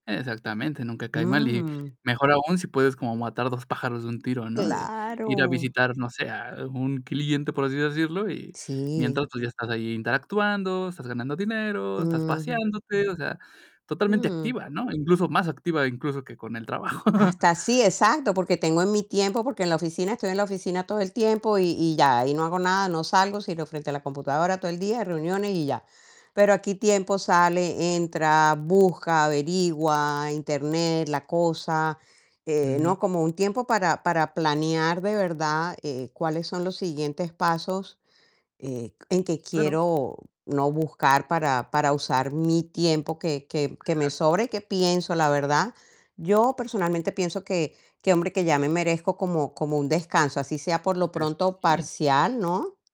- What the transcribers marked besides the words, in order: static; distorted speech; chuckle
- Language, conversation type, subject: Spanish, advice, ¿Cómo te has adaptado a la jubilación o a pasar a trabajar a tiempo parcial?